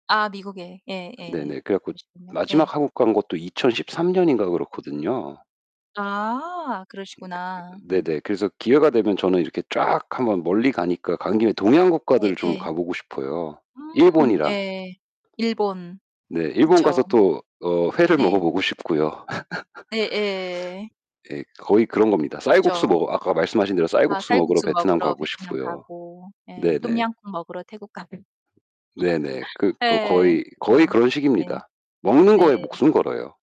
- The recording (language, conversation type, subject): Korean, unstructured, 미래에 꼭 가보고 싶은 곳이 있나요?
- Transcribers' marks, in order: distorted speech; other background noise; laugh; tapping; laugh